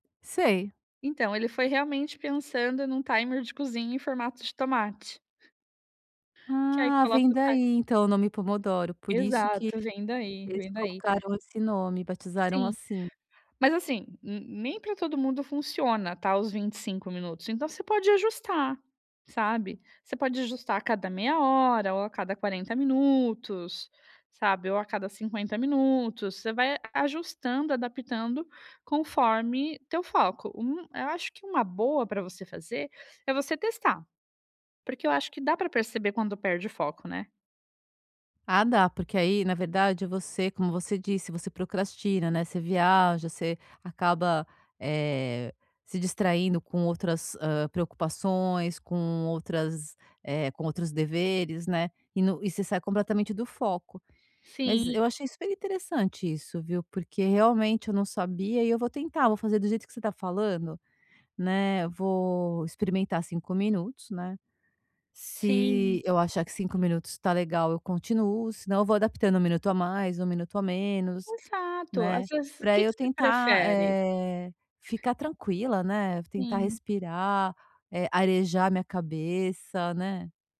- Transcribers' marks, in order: tapping
- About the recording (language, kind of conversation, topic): Portuguese, advice, Como equilibrar pausas e trabalho sem perder o ritmo?